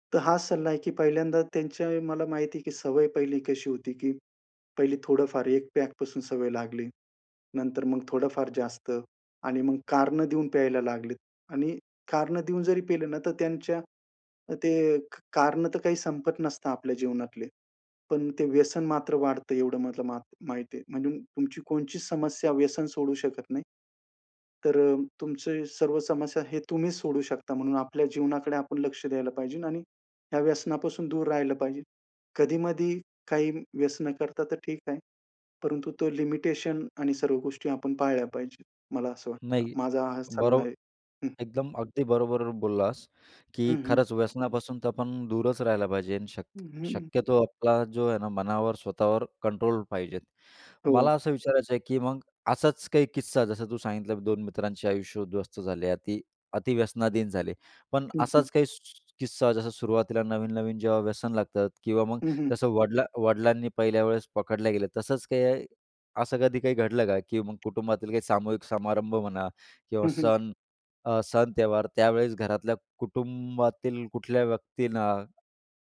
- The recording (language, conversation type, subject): Marathi, podcast, कोणती सवय बदलल्यामुळे तुमचं आयुष्य अधिक चांगलं झालं?
- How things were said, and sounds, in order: "पिले" said as "पेल"; in English: "लिमिटेशन"; other background noise